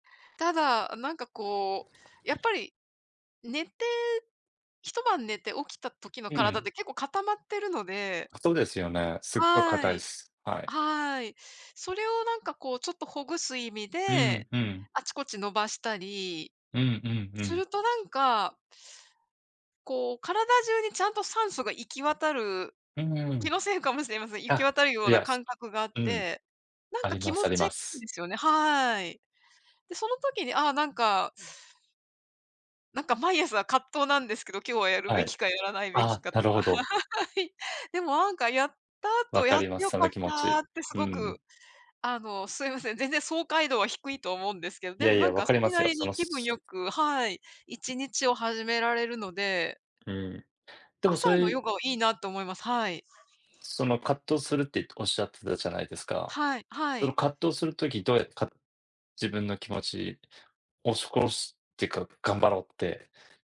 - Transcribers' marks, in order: other background noise; tapping; laugh; laughing while speaking: "はい"; unintelligible speech
- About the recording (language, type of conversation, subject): Japanese, unstructured, 体を動かすことの楽しさは何だと思いますか？